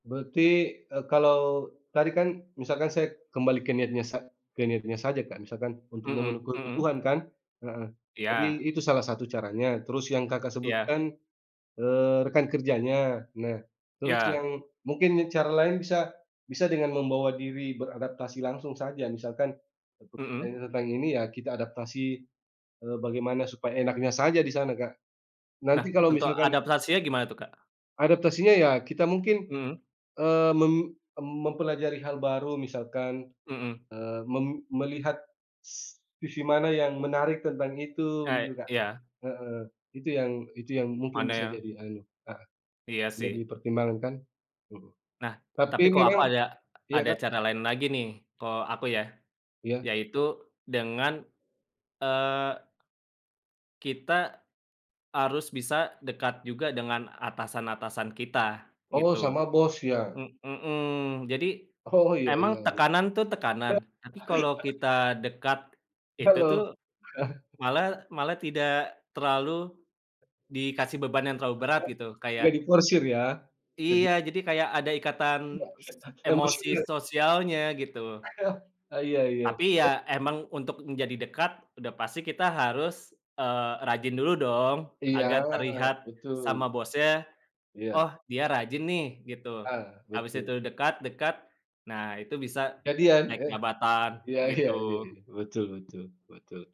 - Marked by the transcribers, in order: unintelligible speech; other background noise; laughing while speaking: "Oh"; unintelligible speech; chuckle; chuckle; chuckle; chuckle
- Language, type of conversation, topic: Indonesian, unstructured, Apakah Anda lebih memilih pekerjaan yang Anda cintai dengan gaji kecil atau pekerjaan yang Anda benci dengan gaji besar?